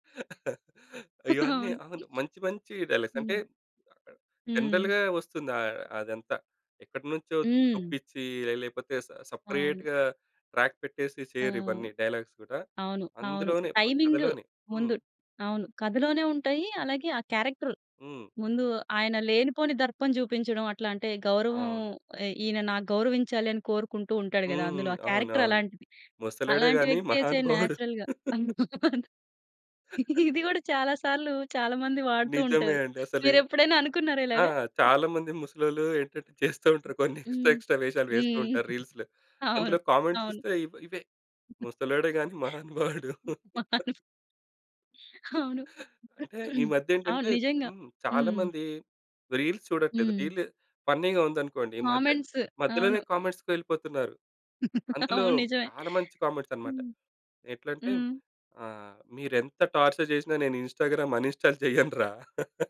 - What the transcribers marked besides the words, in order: chuckle; laughing while speaking: "అవును"; in English: "డైలా‌గ్స్"; tapping; in English: "జనరల్‌గా"; in English: "సెపరేట్‌గా ట్రాక్"; in English: "డైలాగ్స్"; in English: "క్యారెక్టర్"; in English: "క్యారెక్టర్"; in English: "నేచురల్‌గా"; laugh; laughing while speaking: "అవును. ఇదిగూడా చాలా సార్లు చాలా మంది వాడుతూ ఉంటారు. మీరెప్పుడైనా అనుకున్నారా ఇలాగ?"; other background noise; laughing while speaking: "చేస్తా ఉంటారు కొన్ని ఎక్స్‌ట్రా, ఎక్స్‌ట్రా వేషాలు వేస్తూ ఉంటారు రీల్స్‌లో"; in English: "ఎక్స్‌ట్రా, ఎక్స్‌ట్రా"; in English: "కామెంట్స్"; laughing while speaking: "మహాను"; laughing while speaking: "మహానుభావుడు"; throat clearing; in English: "రీల్స్"; in English: "ఫన్నీగా"; in English: "కామెంట్స్"; in English: "కామెంట్స్‌కి"; laughing while speaking: "అవును. నిజమే"; in English: "కామెంట్స్"; in English: "టార్చర్"; in English: "అన్‌ఇన్‌స్టాల్"; laugh
- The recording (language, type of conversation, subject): Telugu, podcast, సినిమాలోని ఏదైనా డైలాగ్ మీ జీవితాన్ని మార్చిందా? దాని గురించి చెప్పగలరా?